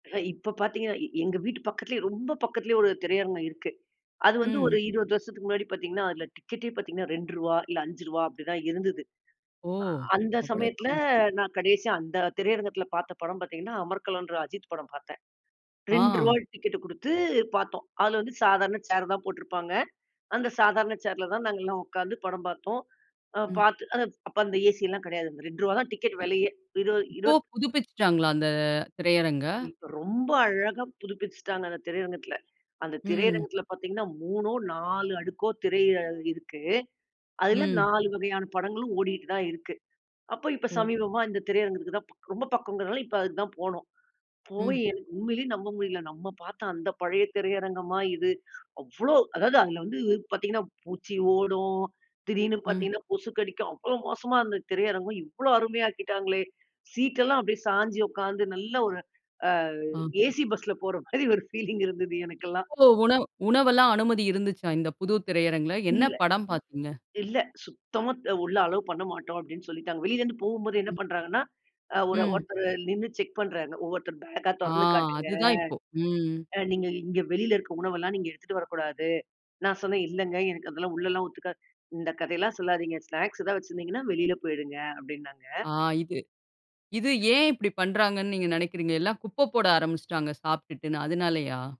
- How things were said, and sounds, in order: other noise; in English: "ஃபீலிங்"; other background noise; in English: "அலோவ்"; in English: "ஸ்நாக்ஸ்"
- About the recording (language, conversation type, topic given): Tamil, podcast, பழைய திரையரங்குகளில் படம் பார்க்கும் அனுபவத்தைப் பற்றி பேசலாமா?